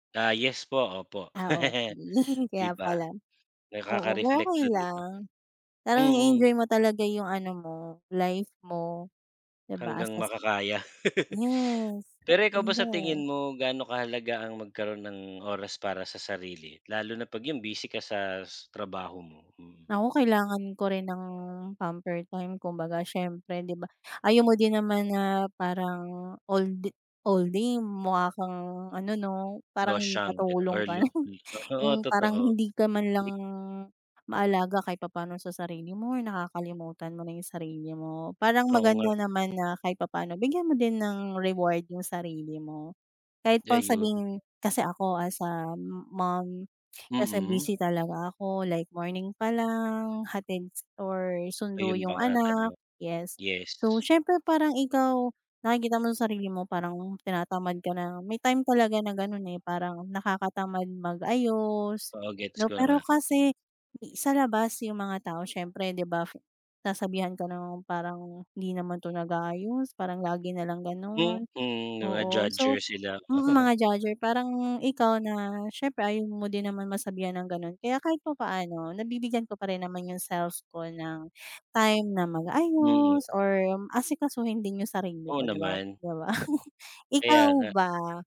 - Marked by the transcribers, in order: laugh; laugh; in English: "pamper time"; laugh; laughing while speaking: "Oo, totoo"; laugh; laughing while speaking: "di ba?"
- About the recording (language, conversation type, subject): Filipino, unstructured, May libangan ka ba na palagi kang napapasaya kahit pagod ka na?